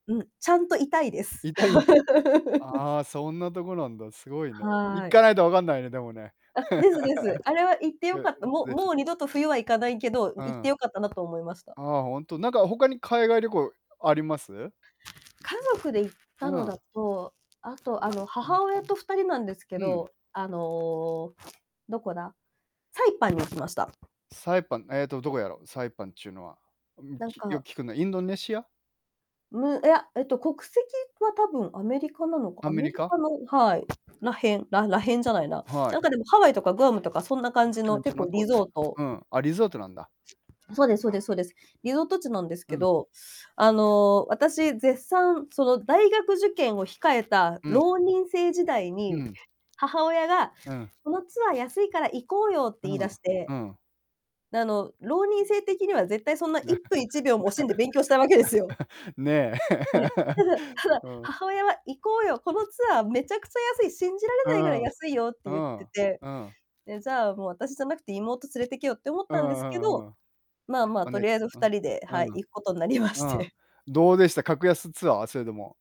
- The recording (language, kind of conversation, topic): Japanese, unstructured, 家族で旅行に行ったことはありますか？どこに行きましたか？
- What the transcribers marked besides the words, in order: static; laugh; distorted speech; laugh; unintelligible speech; unintelligible speech; other background noise; laugh; laughing while speaking: "なりまして"